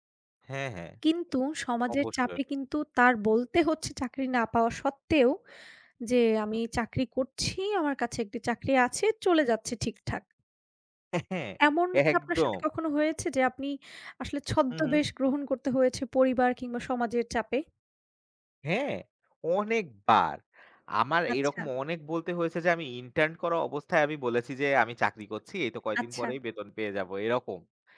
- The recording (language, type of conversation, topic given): Bengali, unstructured, আপনি কি মনে করেন সমাজ মানুষকে নিজের পরিচয় প্রকাশ করতে বাধা দেয়, এবং কেন?
- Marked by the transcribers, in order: other background noise; tapping; chuckle